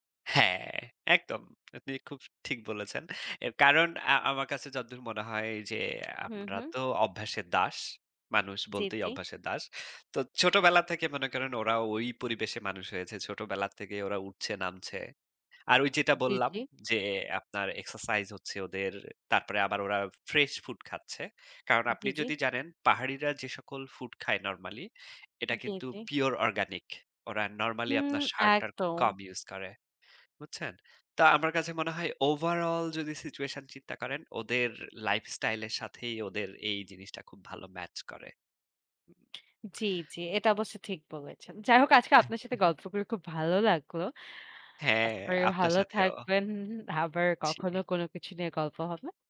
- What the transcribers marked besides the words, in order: other background noise; tapping; lip smack
- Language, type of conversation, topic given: Bengali, unstructured, ভ্রমণে গিয়ে স্থানীয় সংস্কৃতি সম্পর্কে জানা কেন গুরুত্বপূর্ণ?